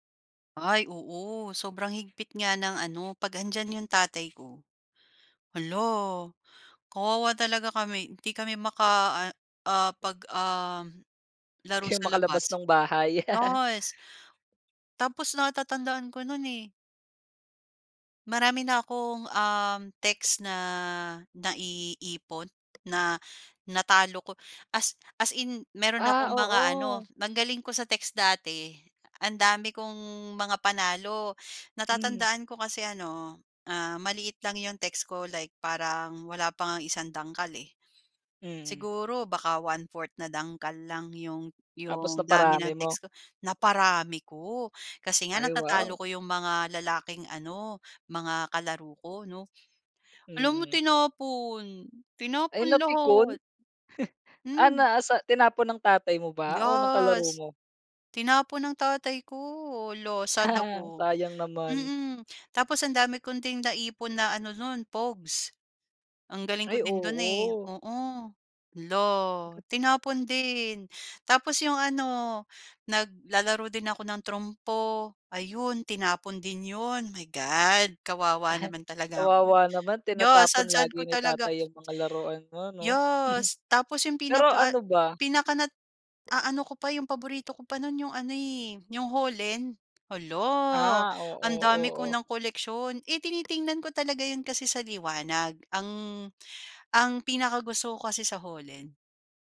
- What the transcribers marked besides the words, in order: "Yes" said as "Yas"; laugh; gasp; tapping; other background noise; chuckle; "Yes" said as "Yas"; gasp; "Yes" said as "Yaz"; chuckle
- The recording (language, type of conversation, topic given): Filipino, podcast, Ano ang paborito mong laro noong bata ka?